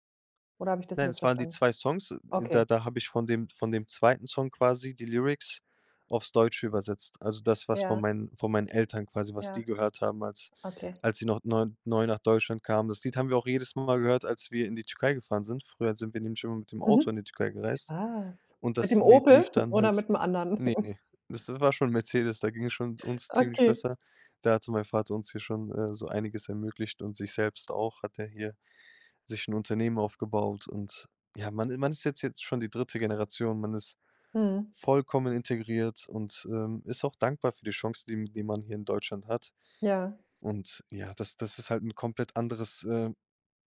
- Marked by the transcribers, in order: chuckle
- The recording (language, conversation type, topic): German, podcast, Wie nimmst du kulturelle Einflüsse in moderner Musik wahr?